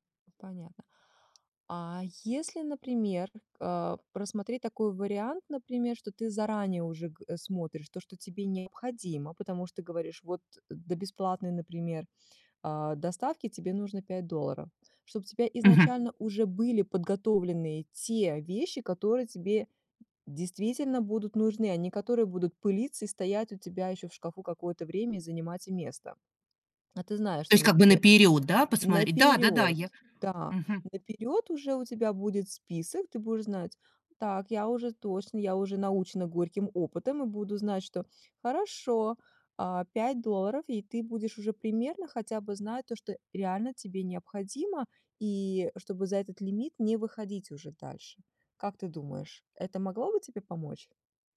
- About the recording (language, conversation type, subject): Russian, advice, Почему я постоянно совершаю импульсивные покупки на распродажах?
- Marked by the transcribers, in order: tapping